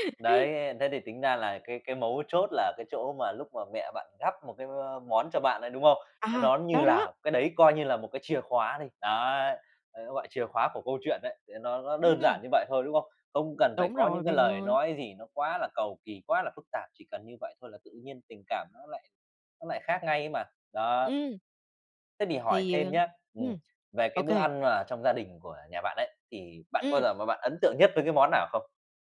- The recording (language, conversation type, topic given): Vietnamese, podcast, Bạn nghĩ bữa cơm gia đình quan trọng như thế nào đối với mọi người?
- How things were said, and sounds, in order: other background noise